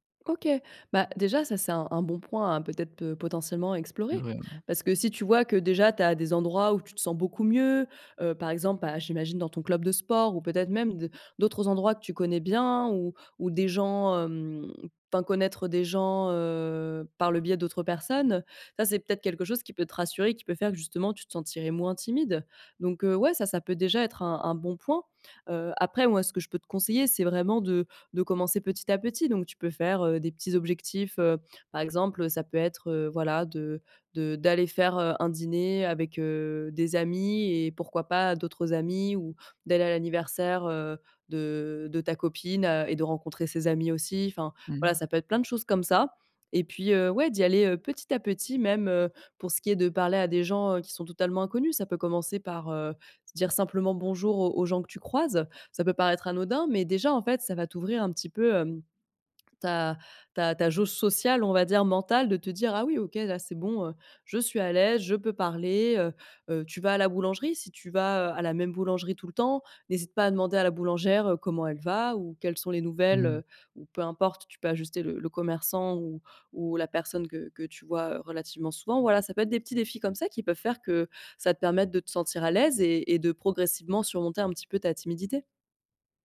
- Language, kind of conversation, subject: French, advice, Comment surmonter ma timidité pour me faire des amis ?
- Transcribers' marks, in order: stressed: "mieux"; drawn out: "heu"